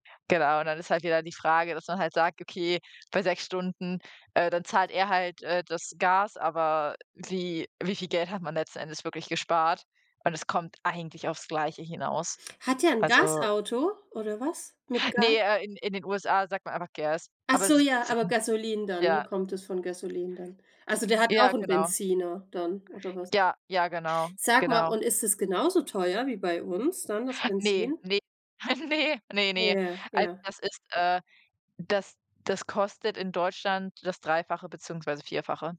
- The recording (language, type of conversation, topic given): German, unstructured, Welche Tipps hast du, um im Alltag Geld zu sparen?
- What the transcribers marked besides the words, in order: other background noise; in English: "Gas"; in English: "Gasoline"; in English: "Gasoline"; laughing while speaking: "Ne"